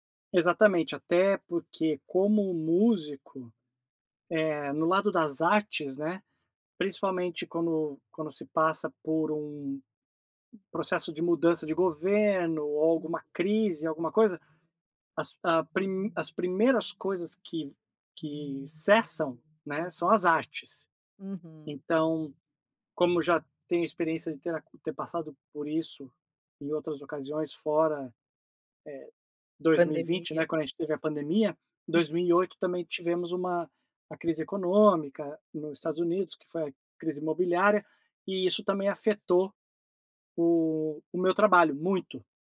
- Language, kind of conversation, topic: Portuguese, advice, Como equilibrar o crescimento da minha empresa com a saúde financeira?
- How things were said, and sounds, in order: unintelligible speech; unintelligible speech